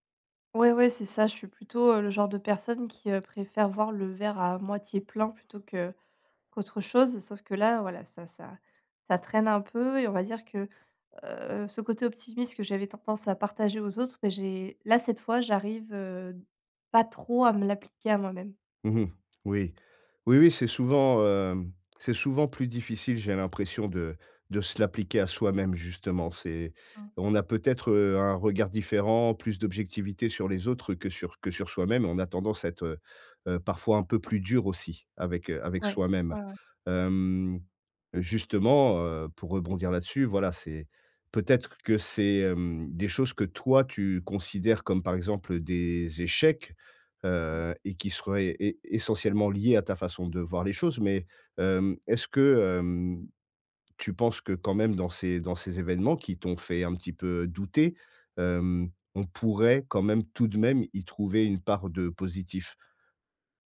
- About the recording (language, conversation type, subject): French, advice, Comment puis-je retrouver l’espoir et la confiance en l’avenir ?
- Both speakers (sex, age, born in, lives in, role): female, 35-39, France, France, user; male, 40-44, France, France, advisor
- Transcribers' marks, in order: none